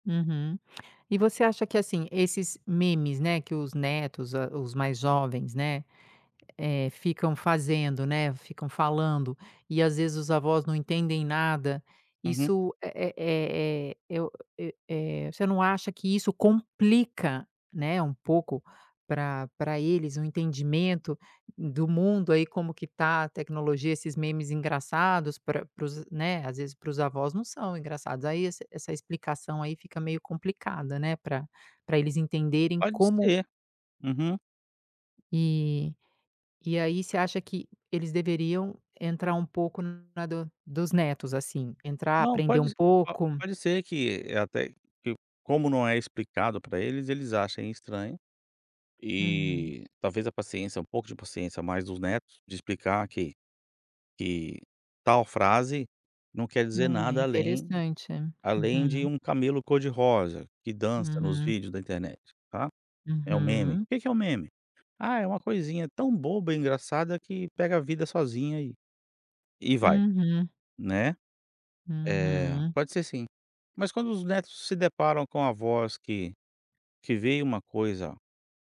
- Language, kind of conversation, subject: Portuguese, podcast, Como a tecnologia alterou a conversa entre avós e netos?
- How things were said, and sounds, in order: none